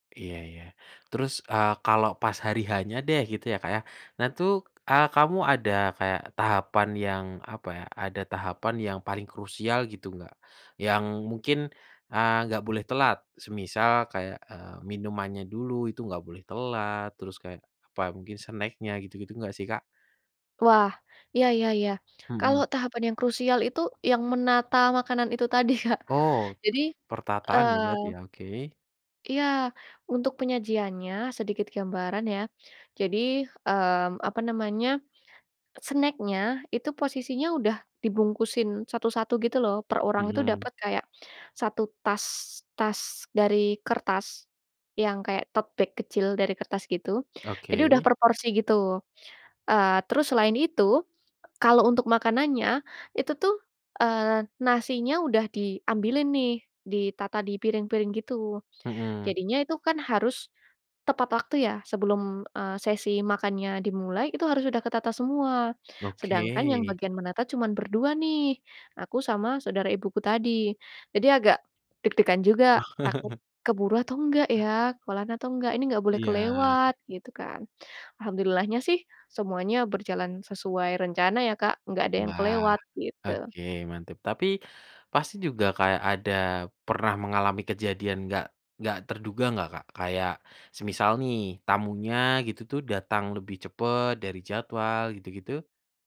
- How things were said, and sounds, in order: in English: "snack-nya"; laughing while speaking: "Kak"; in English: "snack-nya"; in English: "tote bag"; chuckle; "Kelar" said as "Kolan"
- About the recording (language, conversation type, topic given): Indonesian, podcast, Bagaimana pengalamanmu memasak untuk keluarga besar, dan bagaimana kamu mengatur semuanya?